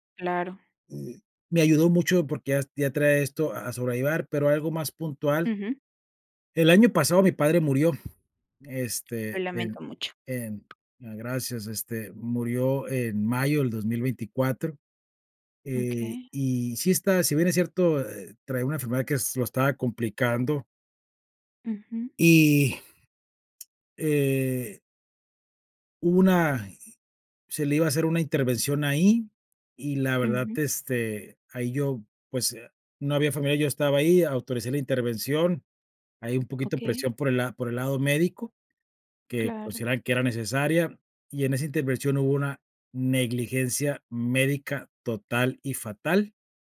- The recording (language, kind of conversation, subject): Spanish, podcast, ¿Qué hábitos te ayudan a mantenerte firme en tiempos difíciles?
- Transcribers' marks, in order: other noise; tapping